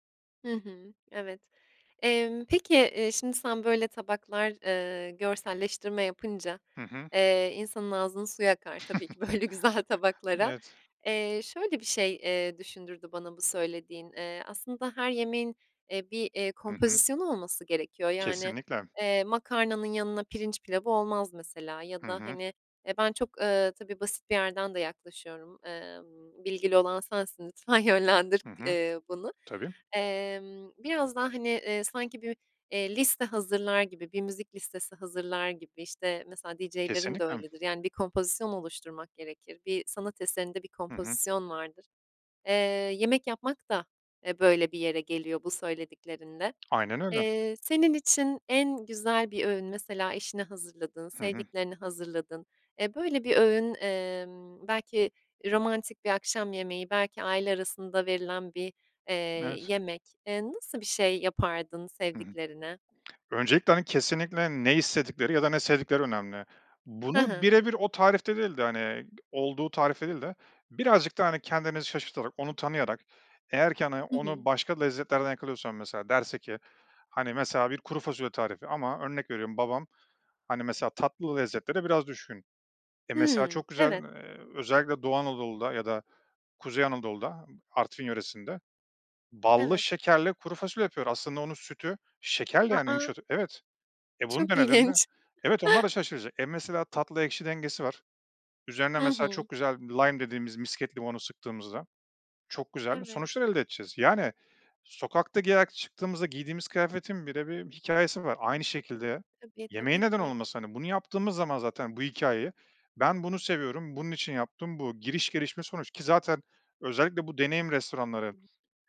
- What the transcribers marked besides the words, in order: laughing while speaking: "böyle güzel tabaklara"; chuckle; other background noise; laughing while speaking: "lütfen yönlendir"; tapping; surprised: "A, a!"; laughing while speaking: "ilginç"; chuckle; in English: "lime"
- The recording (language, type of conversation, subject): Turkish, podcast, Yemek yapmayı hobi hâline getirmek isteyenlere ne önerirsiniz?